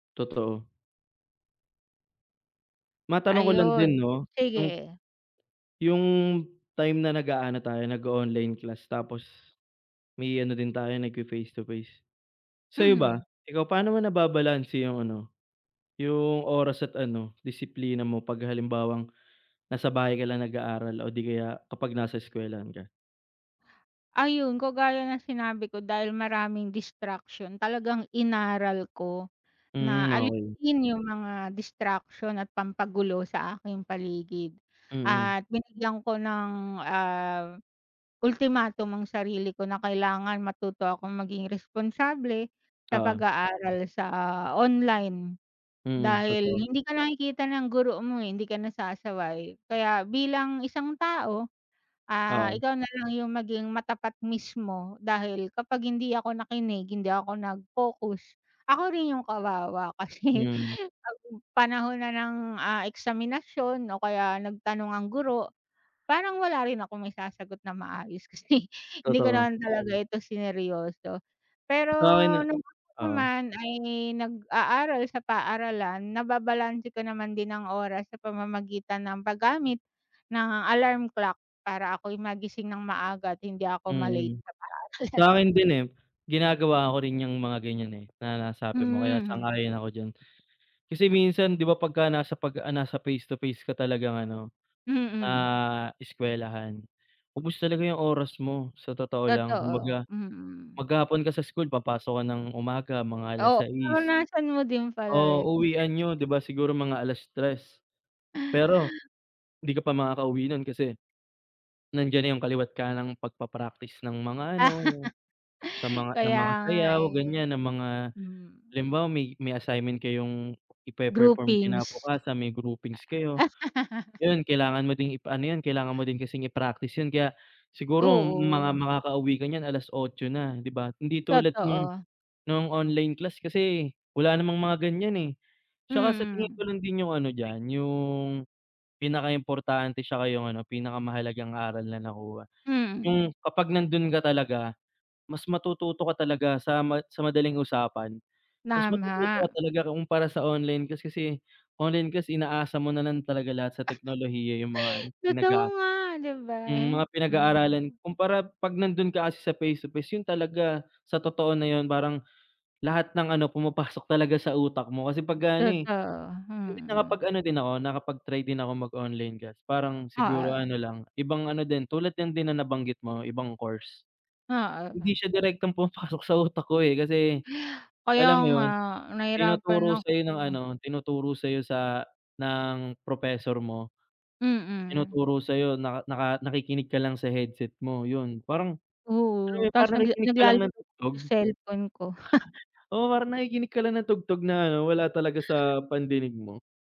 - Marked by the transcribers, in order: tapping; other background noise; laughing while speaking: "kasi"; laughing while speaking: "kasi"; laughing while speaking: "paaralan"; chuckle; chuckle; chuckle; chuckle; chuckle
- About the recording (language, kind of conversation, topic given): Filipino, unstructured, Paano mo ikinukumpara ang pag-aaral sa internet at ang harapang pag-aaral, at ano ang pinakamahalagang natutuhan mo sa paaralan?